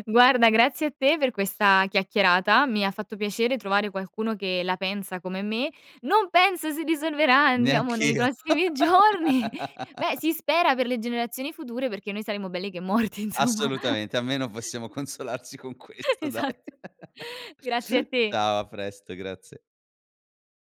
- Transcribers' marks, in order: laughing while speaking: "giorni"; laugh; laughing while speaking: "morti insomma"; chuckle; laughing while speaking: "consolarci con questo dai"; chuckle; laughing while speaking: "Esatto"; chuckle; laugh; tapping
- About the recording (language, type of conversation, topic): Italian, podcast, Quali piccoli gesti fai davvero per ridurre i rifiuti?